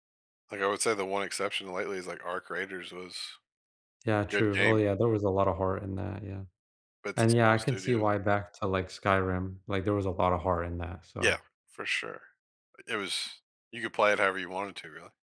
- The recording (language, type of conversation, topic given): English, unstructured, Which video game worlds feel like your favorite escapes, and what about them comforts or inspires you?
- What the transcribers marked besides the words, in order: tapping